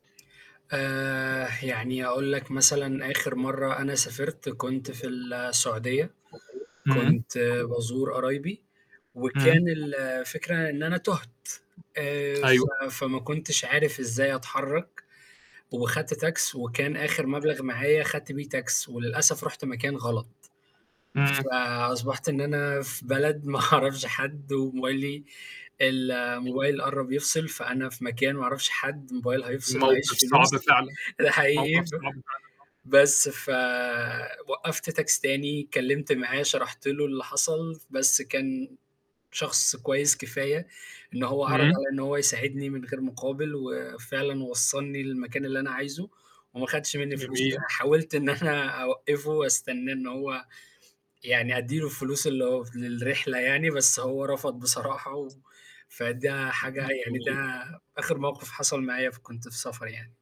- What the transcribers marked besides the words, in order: static; other background noise; background speech; other noise; laughing while speaking: "ما أعرفش"; distorted speech; laughing while speaking: "إن أنا"; laughing while speaking: "بصراحة"
- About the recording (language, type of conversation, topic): Arabic, unstructured, إيه أهمية إنك تتواصل مع أهل البلد وإنت مسافر؟